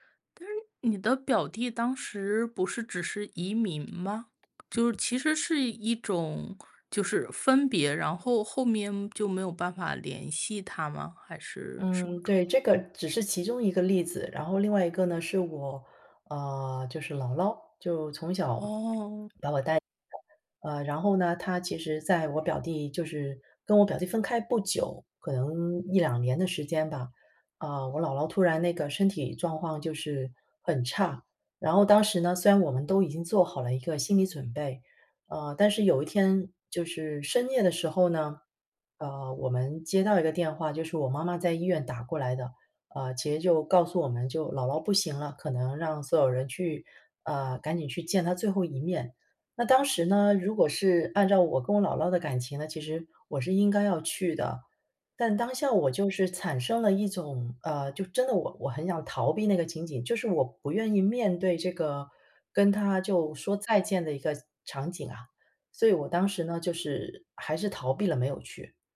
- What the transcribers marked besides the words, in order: other background noise; swallow
- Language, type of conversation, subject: Chinese, podcast, 你觉得逃避有时候算是一种自我保护吗？